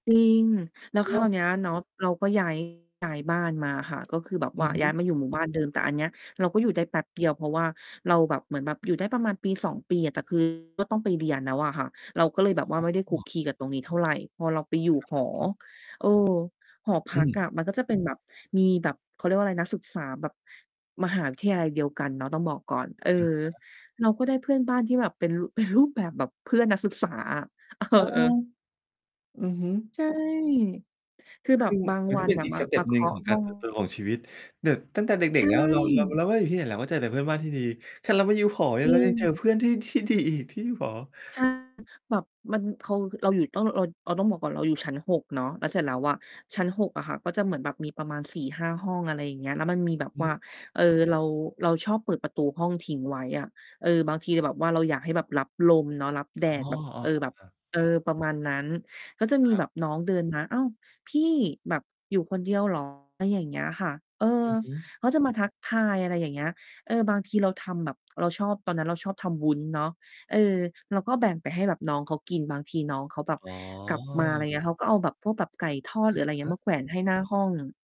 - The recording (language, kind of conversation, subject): Thai, podcast, ทำไมน้ำใจของเพื่อนบ้านถึงสำคัญต่อสังคมไทย?
- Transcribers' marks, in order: distorted speech; mechanical hum; tapping; other background noise; laughing while speaking: "เออ"; laughing while speaking: "ที่ดีอีก"